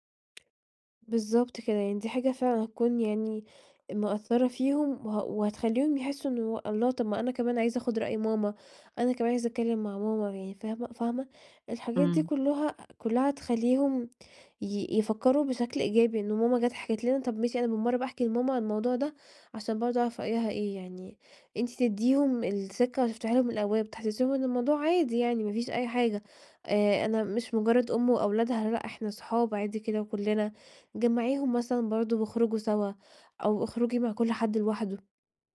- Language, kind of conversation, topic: Arabic, advice, إزاي أتعامل مع ضعف التواصل وسوء الفهم اللي بيتكرر؟
- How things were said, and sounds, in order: tapping